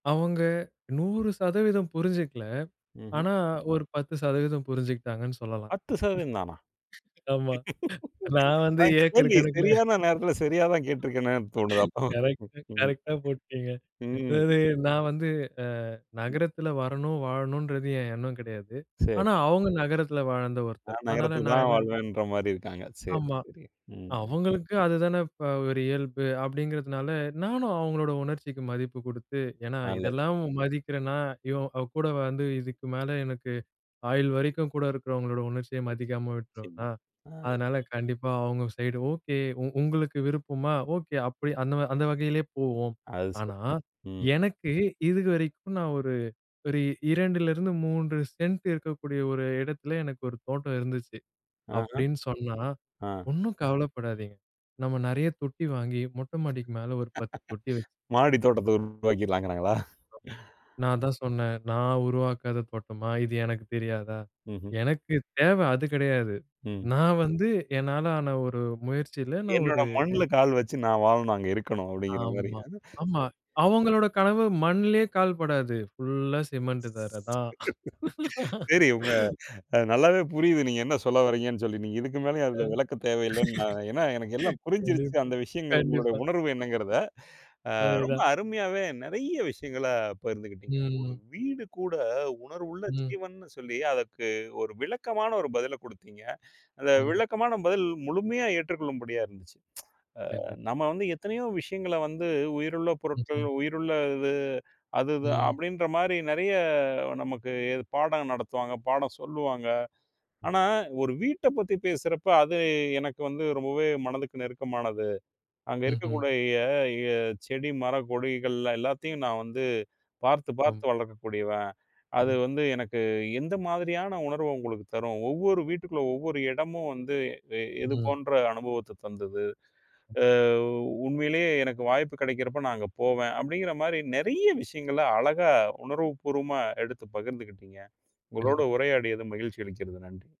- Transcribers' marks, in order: laugh; laughing while speaking: "நான் வந்து ஏக்கர் கணக்குல கரெக்ட். கரெக்டா போட்டுடீங்க"; other noise; other background noise; unintelligible speech; horn; laughing while speaking: "மாடி தோட்டத்தை உருவாக்கிடலாம்ங்கறாங்களா?"; tapping; laughing while speaking: "சரி உங்க நல்லாவே புரியுது நீங்க … உங்களுடைய உணர்வு என்னங்கிறத"; laugh; laughing while speaking: "கண்டிப்பா, கண்டிப்பா. அதேதான்"; tsk
- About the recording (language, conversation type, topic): Tamil, podcast, வீட்டுக்குள் நுழையும் தருணத்தில் உங்களுக்கு எந்த உணர்வு ஏற்படுகிறது?